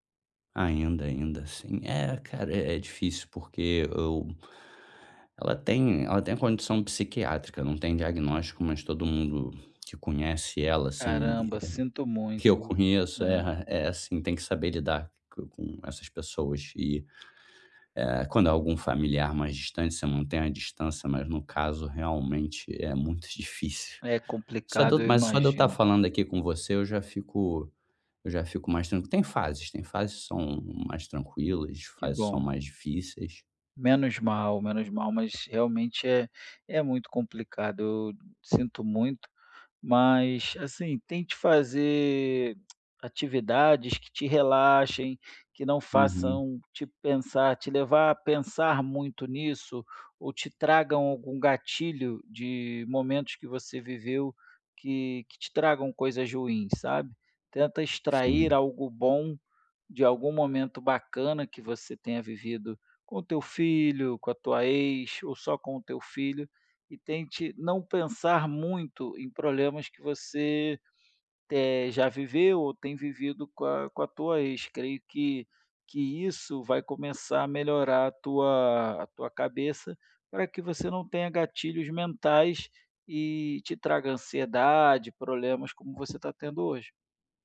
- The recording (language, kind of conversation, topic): Portuguese, advice, Como posso manter hábitos saudáveis durante viagens?
- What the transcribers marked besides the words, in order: tapping; tongue click; other background noise